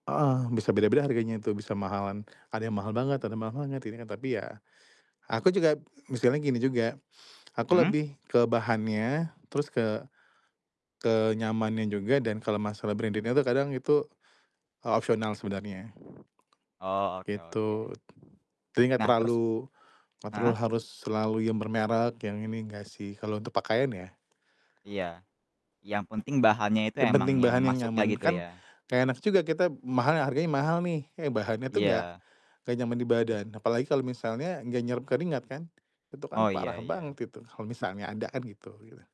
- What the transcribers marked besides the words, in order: in English: "branded-nya"; other background noise
- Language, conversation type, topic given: Indonesian, podcast, Bagaimana kamu mendeskripsikan gaya berpakaianmu sehari-hari?